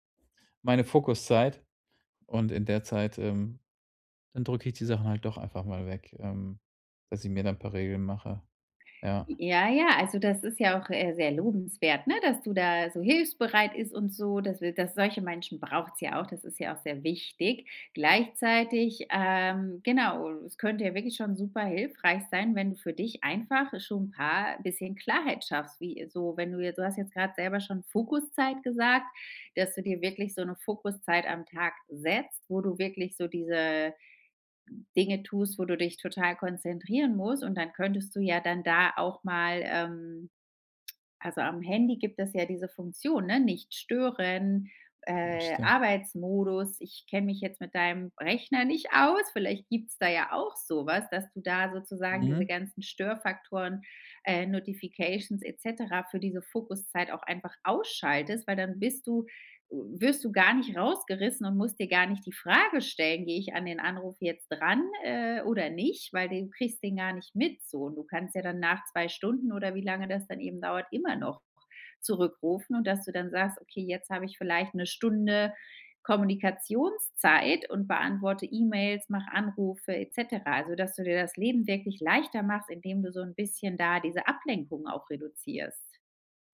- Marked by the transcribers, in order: stressed: "wichtig"; stressed: "setzt"; other noise; put-on voice: "nicht stören, äh, Arbeitsmodus"; in English: "Notifications"; stressed: "ausschaltest"; stressed: "immer"
- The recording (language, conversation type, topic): German, advice, Wie setze ich klare Grenzen, damit ich regelmäßige, ungestörte Arbeitszeiten einhalten kann?